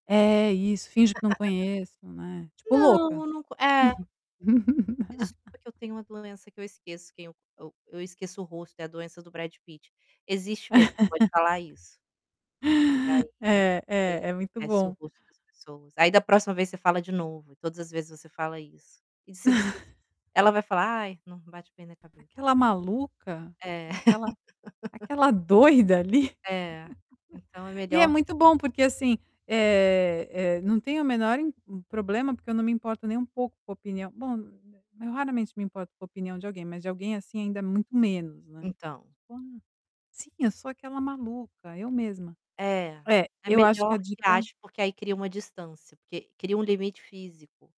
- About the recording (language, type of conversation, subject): Portuguese, advice, O que costuma dificultar para você manter a calma durante discussões?
- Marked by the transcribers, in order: laugh; other background noise; tapping; distorted speech; laugh; laugh; unintelligible speech; chuckle; static; laugh